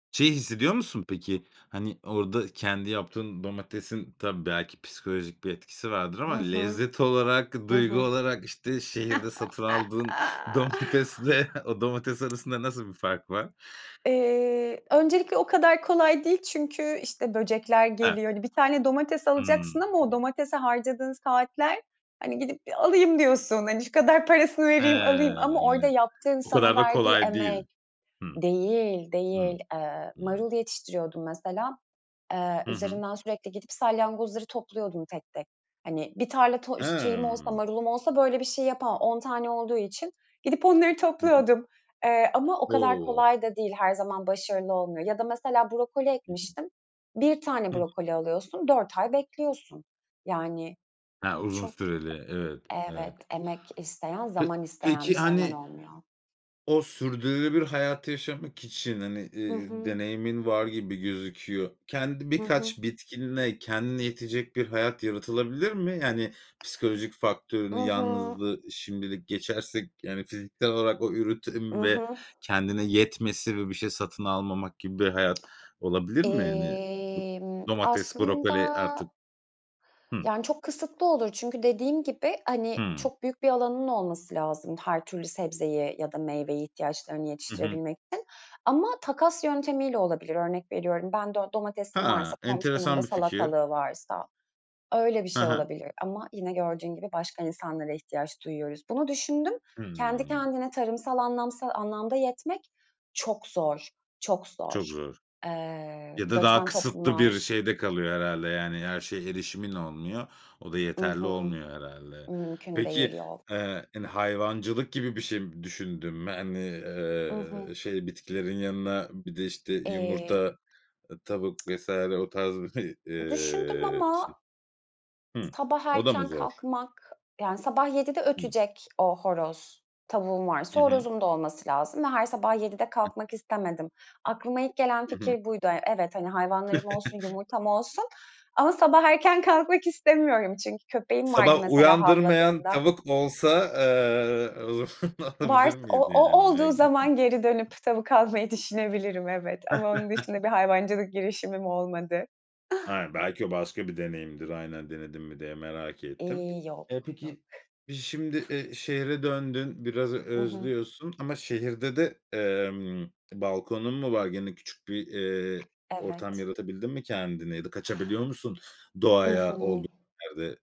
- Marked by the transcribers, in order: laughing while speaking: "domatesle"; laugh; tapping; tsk; other background noise; chuckle; chuckle; laughing while speaking: "o zaman alabilir miydin yani?"; unintelligible speech; chuckle; chuckle
- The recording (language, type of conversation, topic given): Turkish, podcast, Şehirde doğayla bağ kurmanın pratik yolları nelerdir?